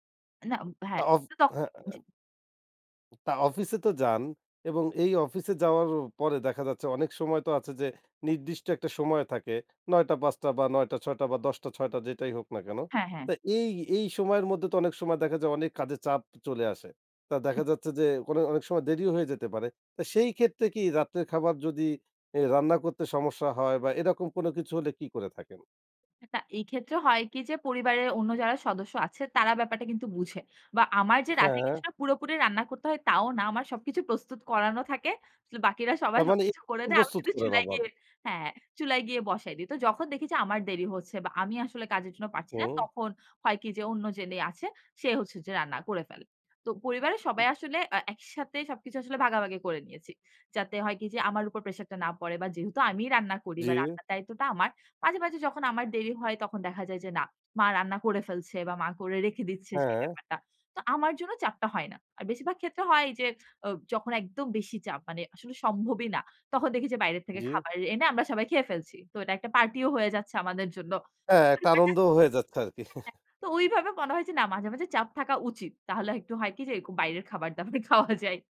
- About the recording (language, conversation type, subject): Bengali, podcast, আপনি কীভাবে কাজ আর বাড়ির দায়িত্বের মধ্যে ভারসাম্য বজায় রাখেন?
- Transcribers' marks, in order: tapping; unintelligible speech; unintelligible speech; unintelligible speech; unintelligible speech; chuckle; laughing while speaking: "খাওয়া যায়"